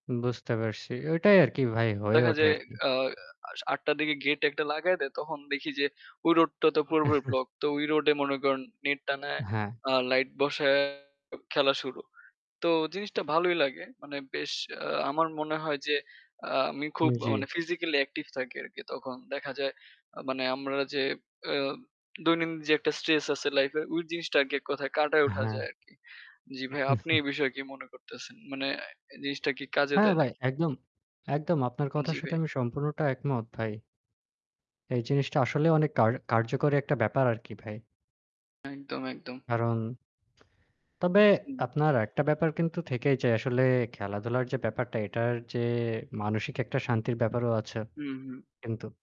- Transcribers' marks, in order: static; chuckle; distorted speech; tapping; chuckle; unintelligible speech
- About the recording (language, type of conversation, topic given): Bengali, unstructured, খেলাধুলা তোমার জীবনে কীভাবে প্রভাব ফেলে?